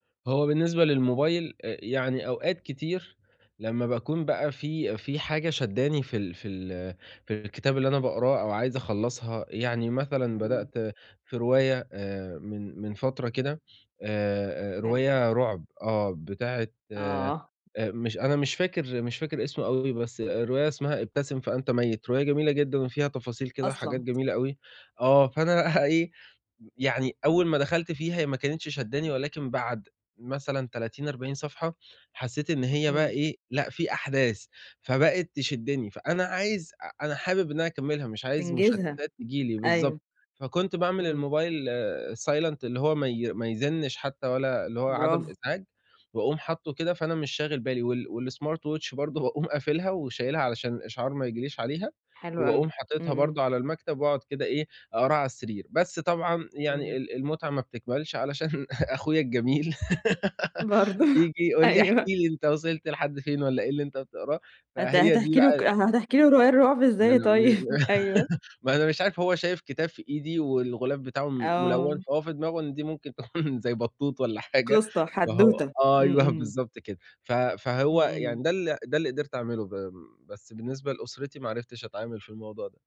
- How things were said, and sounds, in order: chuckle; tapping; in English: "silent"; in English: "والsmart watch"; laughing while speaking: "أخويا الجميل"; laugh; laughing while speaking: "برضه، أيوه"; unintelligible speech; laugh; chuckle; laughing while speaking: "تكون زي بطوط والّا حاجة"
- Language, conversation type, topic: Arabic, advice, إزاي أقدر أتغلّب على صعوبة التركيز وأنا بتفرّج على أفلام أو بقرأ؟